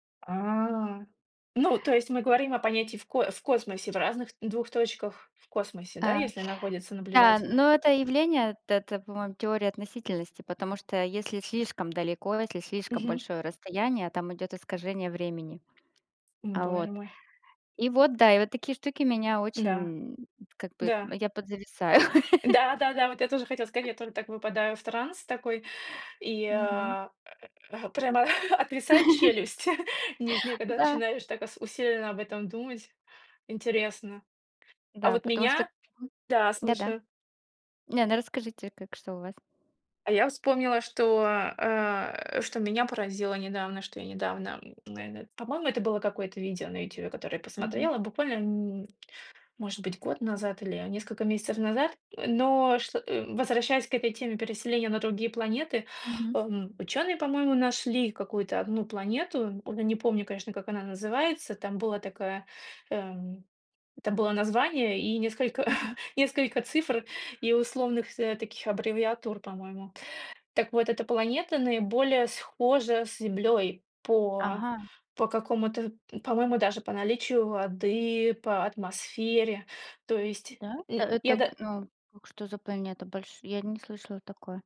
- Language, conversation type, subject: Russian, unstructured, Почему людей интересуют космос и исследования планет?
- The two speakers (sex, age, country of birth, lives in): female, 40-44, Russia, Germany; female, 40-44, Russia, Germany
- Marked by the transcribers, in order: tapping; chuckle; chuckle; other background noise; chuckle